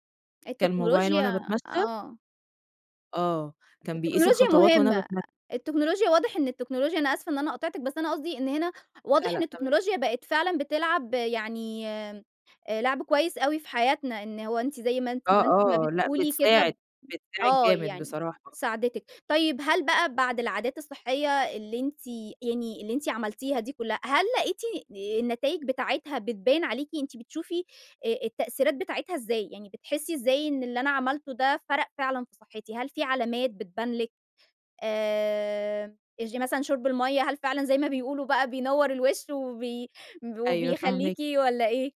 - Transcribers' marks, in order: unintelligible speech; laughing while speaking: "بينوّر الوش وبي وبيخليكِ والَّا إيه؟"
- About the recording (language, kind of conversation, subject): Arabic, podcast, إزاي بتحفّز نفسك على الاستمرار بالعادات الصحية؟